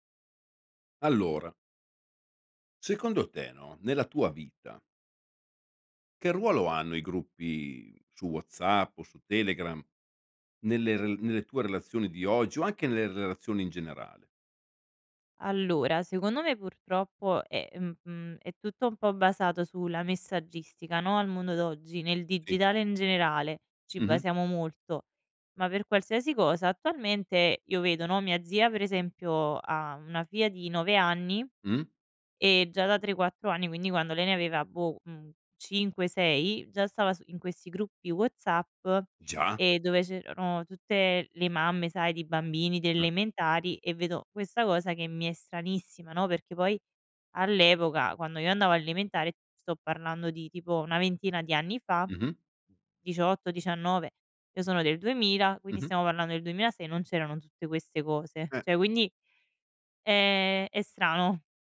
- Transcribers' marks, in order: "cioè" said as "ceh"
- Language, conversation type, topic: Italian, podcast, Che ruolo hanno i gruppi WhatsApp o Telegram nelle relazioni di oggi?